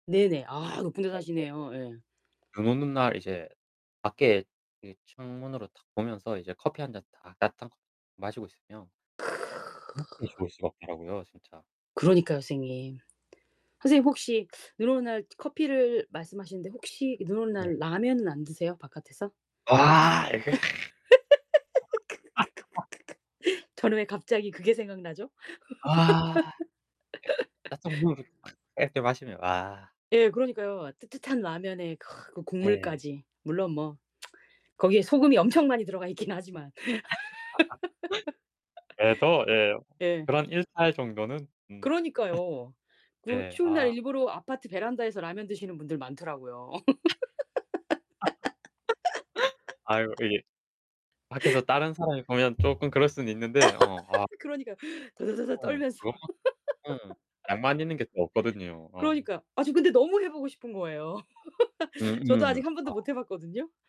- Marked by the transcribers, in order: unintelligible speech; other background noise; distorted speech; other noise; joyful: "와 이거"; laugh; tapping; unintelligible speech; laugh; tsk; laugh; laughing while speaking: "있긴"; laugh; laugh; laugh; laugh; laugh; laugh; laugh
- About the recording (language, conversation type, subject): Korean, unstructured, 자연 속에서 가장 좋아하는 계절은 언제인가요?